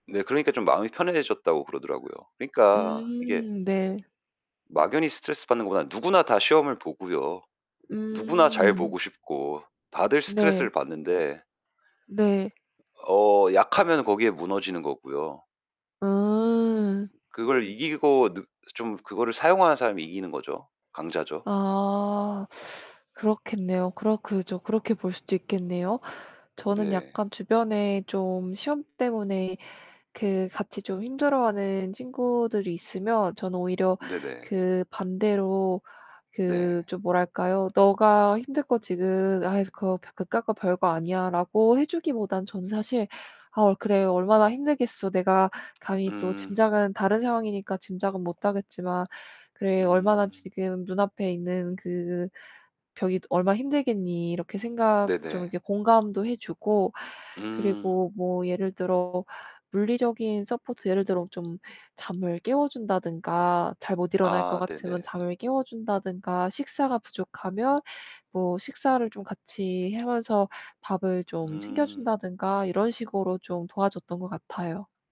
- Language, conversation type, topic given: Korean, unstructured, 시험 스트레스가 학생들의 정신 건강에 큰 영향을 미칠까요?
- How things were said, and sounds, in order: static; other background noise; distorted speech